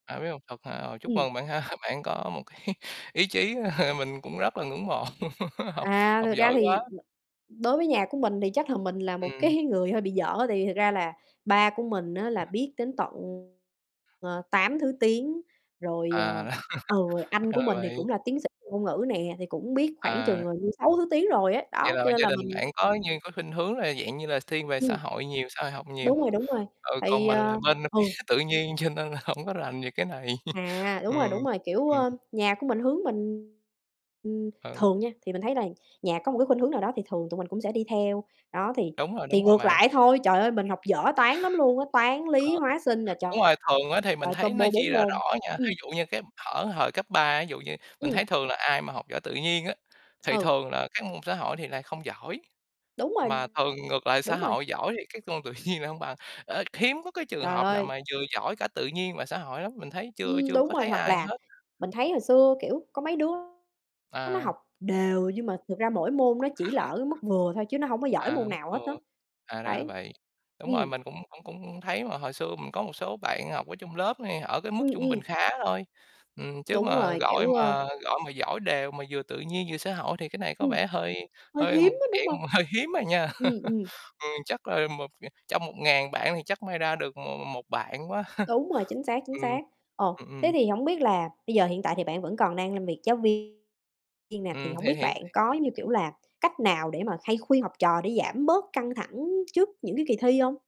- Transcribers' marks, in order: laughing while speaking: "ha"; laughing while speaking: "cái"; other background noise; chuckle; laugh; other noise; distorted speech; laughing while speaking: "cái"; unintelligible speech; laugh; unintelligible speech; laughing while speaking: "cho"; chuckle; tapping; laughing while speaking: "nhiên"; laugh; unintelligible speech; laugh; chuckle
- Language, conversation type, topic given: Vietnamese, unstructured, Bạn có từng cảm thấy áp lực trong việc học không, và bạn làm thế nào để vượt qua?